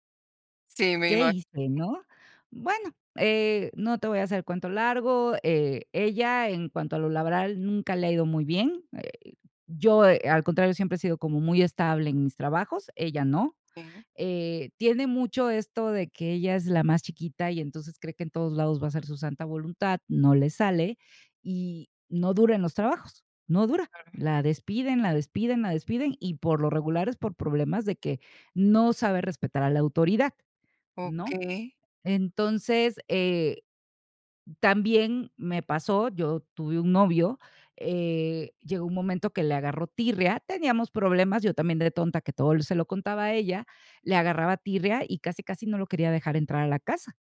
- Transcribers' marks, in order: other background noise
- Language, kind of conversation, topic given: Spanish, advice, ¿Cómo puedo establecer límites emocionales con mi familia o mi pareja?